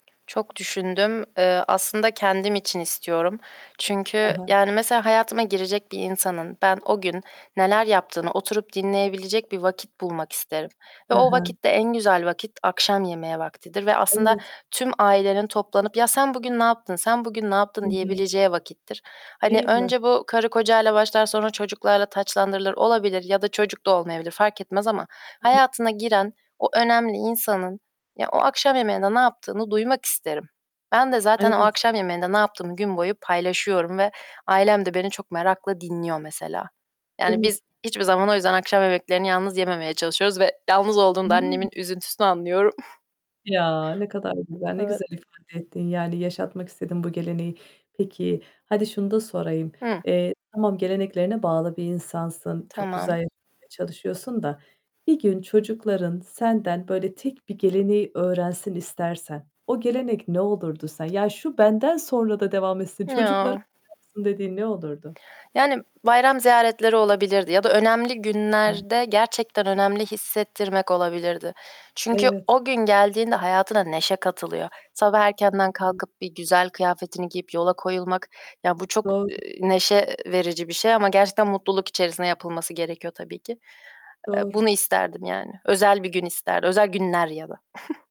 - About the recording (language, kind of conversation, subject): Turkish, podcast, Gelenekler modern hayatla çeliştiğinde nasıl davranıyorsun?
- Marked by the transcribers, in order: other background noise; static; tapping; distorted speech; unintelligible speech; chuckle; unintelligible speech; giggle